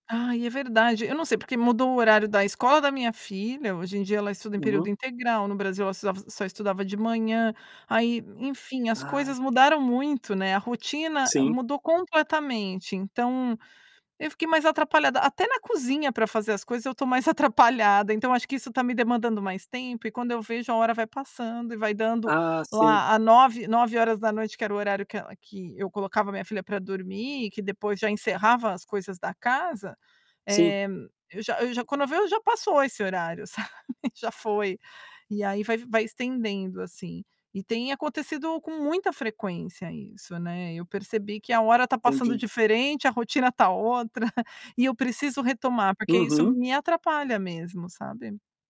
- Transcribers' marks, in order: tapping; laughing while speaking: "sabe"; chuckle
- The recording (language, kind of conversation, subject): Portuguese, advice, Como posso manter um horário de sono regular?